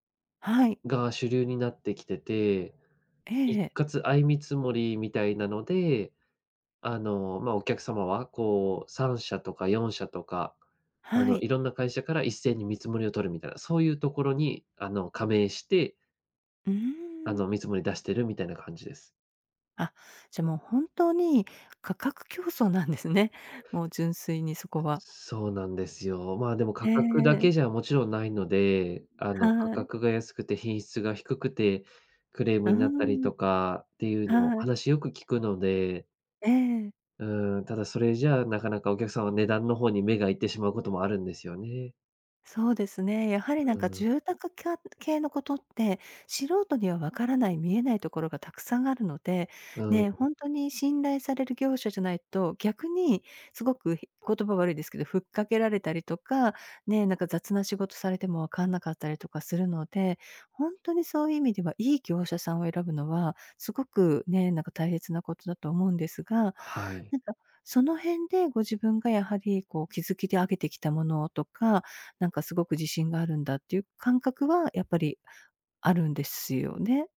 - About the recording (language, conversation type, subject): Japanese, advice, 競合に圧倒されて自信を失っている
- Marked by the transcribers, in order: tapping; other background noise; "大切" said as "たいへつ"